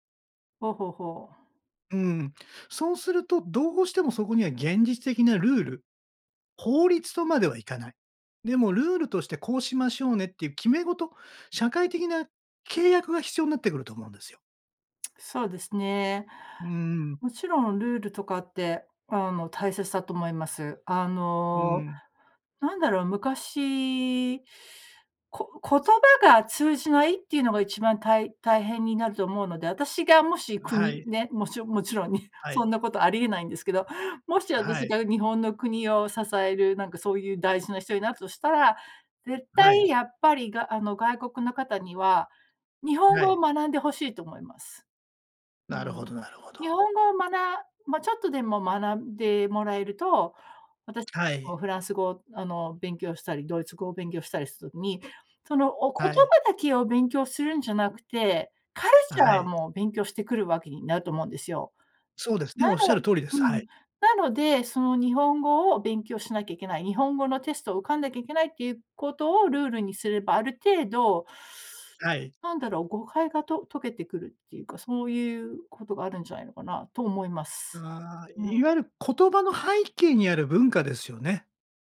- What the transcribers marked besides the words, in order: none
- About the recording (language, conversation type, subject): Japanese, podcast, 多様な人が一緒に暮らすには何が大切ですか？